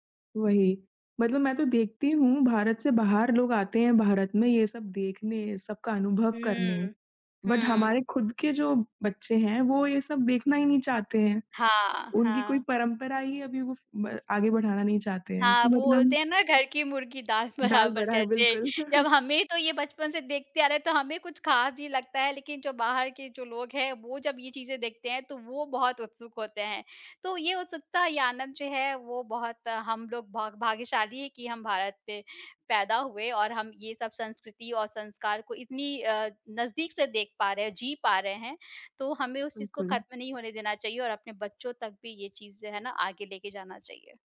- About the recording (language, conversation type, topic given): Hindi, podcast, बचपन में आपके घर की कौन‑सी परंपरा का नाम आते ही आपको तुरंत याद आ जाती है?
- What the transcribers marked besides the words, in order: in English: "बट"; laughing while speaking: "बराबर जैसे"; chuckle